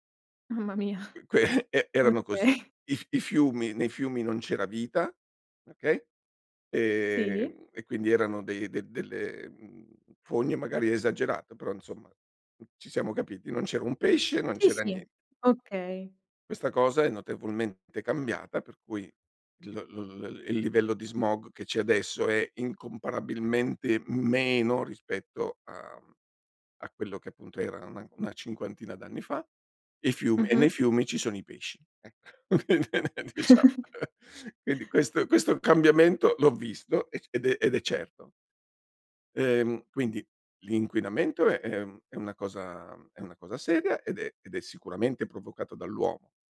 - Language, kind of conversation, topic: Italian, podcast, In che modo i cambiamenti climatici stanno modificando l’andamento delle stagioni?
- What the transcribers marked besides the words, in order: laughing while speaking: "uque"; "Dunque" said as "uque"; chuckle; laughing while speaking: "Okay"; stressed: "meno"; chuckle; laughing while speaking: "quindi, eh, diciamo"; chuckle